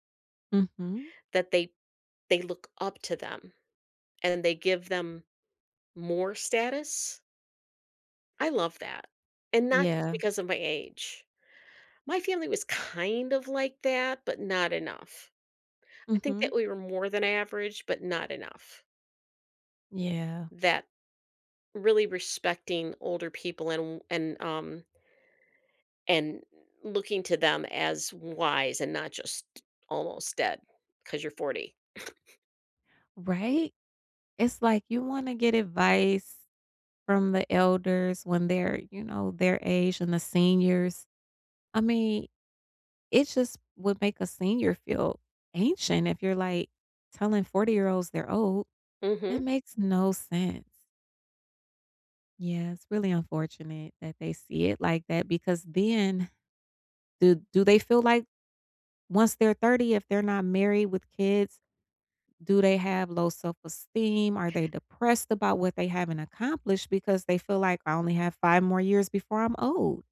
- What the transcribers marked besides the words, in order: scoff
- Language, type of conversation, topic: English, unstructured, How do you react when someone stereotypes you?